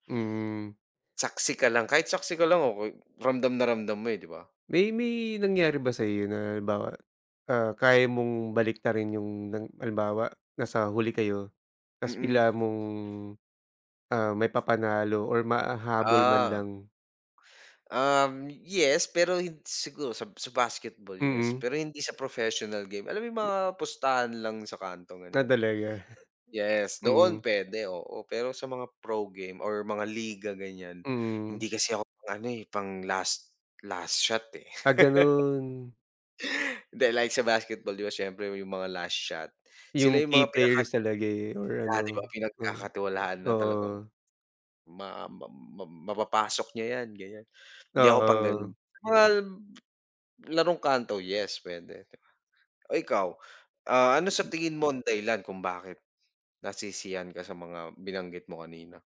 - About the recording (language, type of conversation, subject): Filipino, unstructured, Ano ang pinakamasayang bahagi ng paglalaro ng isports para sa’yo?
- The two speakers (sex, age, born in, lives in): male, 25-29, Philippines, Philippines; male, 40-44, Philippines, Philippines
- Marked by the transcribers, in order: in English: "professional game"; in English: "pro game"; laugh; in English: "key players"